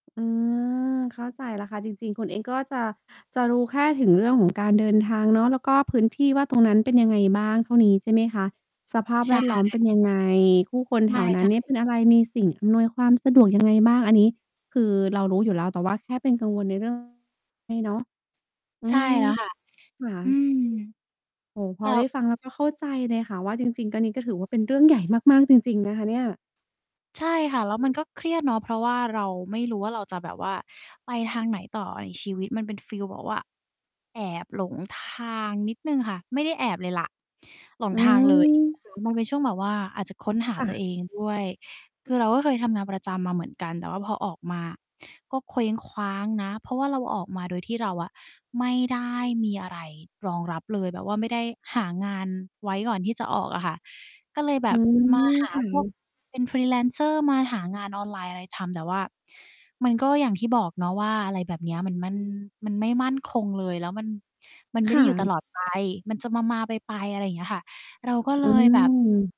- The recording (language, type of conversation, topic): Thai, advice, ทำไมฉันถึงกังวลมากเมื่อจำเป็นต้องตัดสินใจเรื่องสำคัญในชีวิต?
- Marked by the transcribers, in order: distorted speech; static; mechanical hum; other noise; in English: "Freelancer"